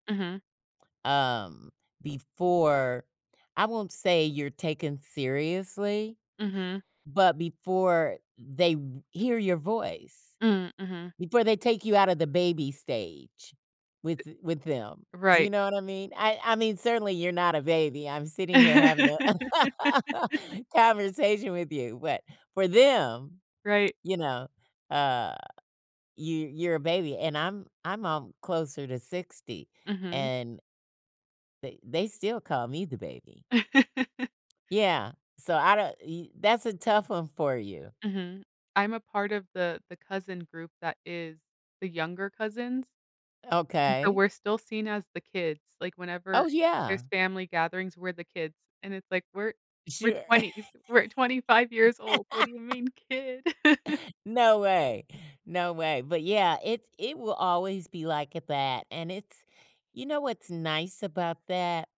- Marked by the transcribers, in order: other noise; laugh; laugh; laugh; laugh
- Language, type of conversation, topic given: English, unstructured, How do you navigate differing expectations within your family?